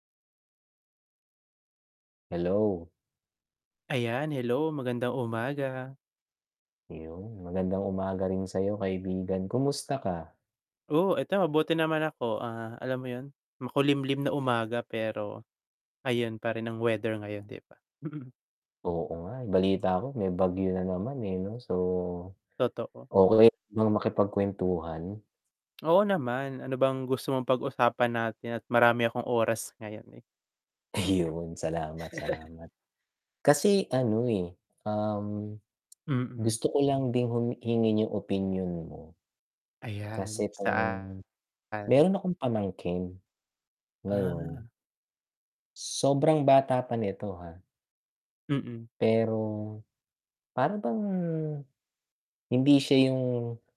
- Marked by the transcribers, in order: distorted speech; static; chuckle; tapping; drawn out: "bang"
- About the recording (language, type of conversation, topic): Filipino, unstructured, Ano ang mga epekto ng labis na paggamit ng social media sa kalusugang pangkaisipan?